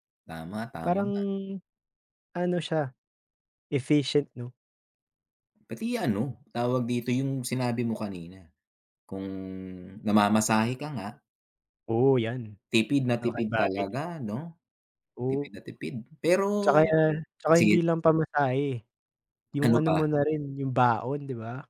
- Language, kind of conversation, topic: Filipino, unstructured, Paano nagbago ang paraan ng pag-aaral dahil sa mga plataporma sa internet para sa pagkatuto?
- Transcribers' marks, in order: tapping; other background noise